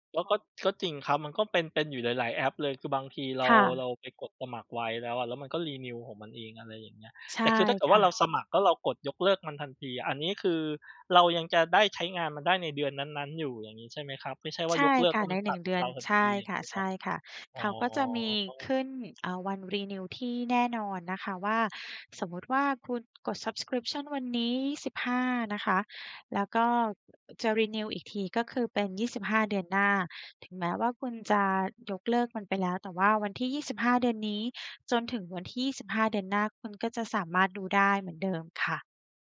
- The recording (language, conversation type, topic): Thai, advice, จะยกเลิกบริการหรือสมาชิกที่สมัครไว้มากเกินความจำเป็นแต่ลบไม่ได้ได้อย่างไร?
- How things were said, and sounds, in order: in English: "renew"; in English: "renew"; in English: "subscription"; in English: "renew"